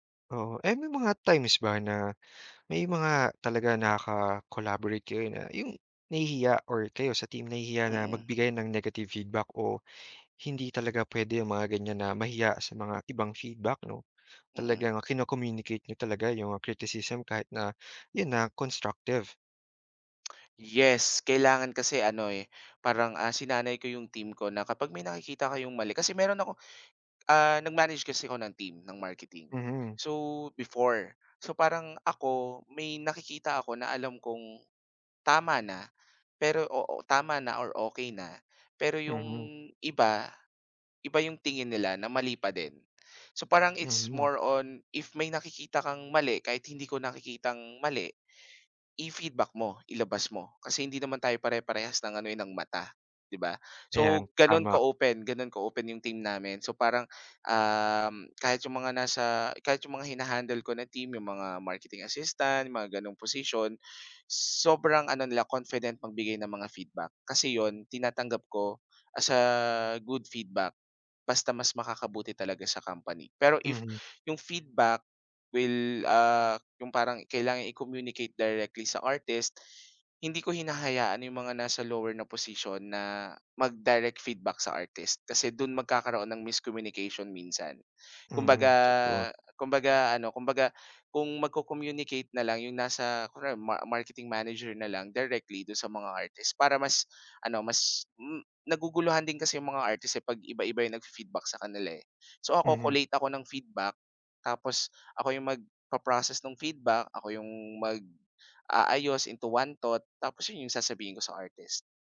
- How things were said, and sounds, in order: none
- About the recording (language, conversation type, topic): Filipino, podcast, Paano ka nakikipagtulungan sa ibang alagad ng sining para mas mapaganda ang proyekto?
- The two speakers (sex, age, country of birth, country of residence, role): male, 25-29, Philippines, Philippines, guest; male, 30-34, Philippines, Philippines, host